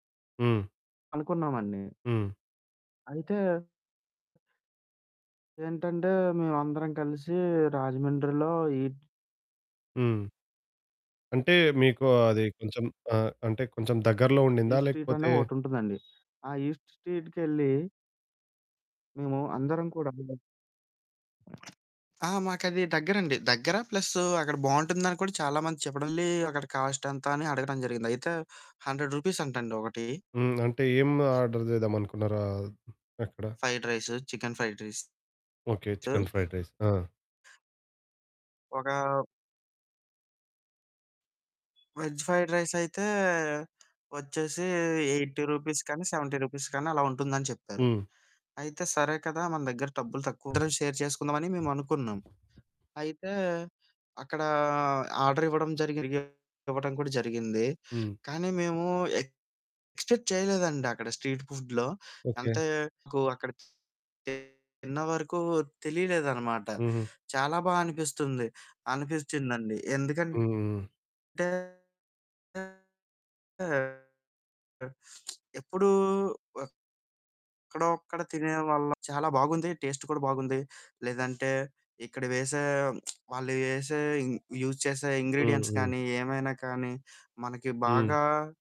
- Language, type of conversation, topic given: Telugu, podcast, ఒక రెస్టారెంట్ లేదా వీధి ఆహార దుకాణంలో మీకు ఎదురైన అనుభవం ఎలా అనిపించింది?
- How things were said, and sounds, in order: in English: "ఈస్ట్ స్ట్రీట్"; horn; in English: "ఈస్ట్ స్ట్రీట్‌కెళ్ళి"; unintelligible speech; other background noise; in English: "కాస్ట్"; in English: "హండ్రెడ్ రూపీస్"; in English: "ఆర్డర్"; in English: "ఫ్రైడ్"; in English: "చికెన్ ఫ్రైడ్ రైస్"; in English: "చికెన్ ఫ్రైడ్ రైస్"; in English: "వెజ్ ఫ్రైడ్ రైస్"; tapping; in English: "ఎయిటీ రూపీస్"; in English: "సెవెంటీ రూపీస్"; in English: "షేర్"; in English: "ఆర్డర్"; unintelligible speech; distorted speech; in English: "ఎక్స్పెక్ట్"; in English: "స్ట్రీట్ ఫుడ్‌లో"; static; unintelligible speech; lip smack; lip smack; in English: "యూస్"; in English: "ఇంగ్రిడియెంట్స్"